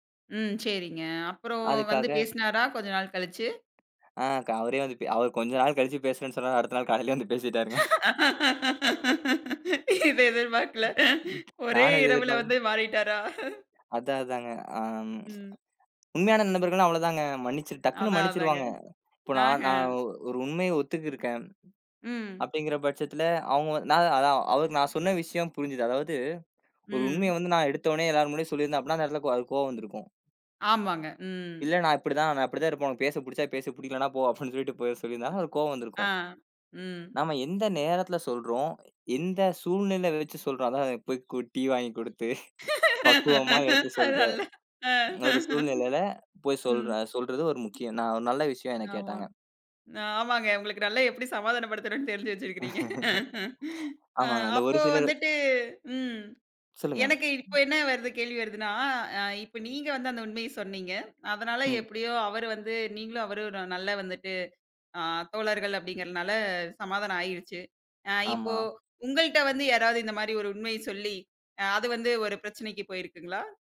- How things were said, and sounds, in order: other background noise; tapping; laughing while speaking: "இது எதிர்பார்க்கல. ஒரே இரவுல வந்து மாறிட்டாரா?"; laughing while speaking: "அடுத்த நாள் காலையிலயே வந்து பேசிட்டாருங்க. நானும் அத எதிர்பார்க்க"; other noise; "ஒத்துக்கிட்டிருக்கேன்" said as "ஒத்துக்கிருக்கேன்"; laughing while speaking: "அது நல்ல. அ"; chuckle; laughing while speaking: "ஆமாங்க. உங்களுக்கு நல்லா எப்டி சமாதானப்படுத்தணும்னு தெரிஞ்சு வெச்சிருக்கீங்க"; laugh
- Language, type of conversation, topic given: Tamil, podcast, உண்மையைச் சொல்லிக்கொண்டே நட்பை காப்பாற்றுவது சாத்தியமா?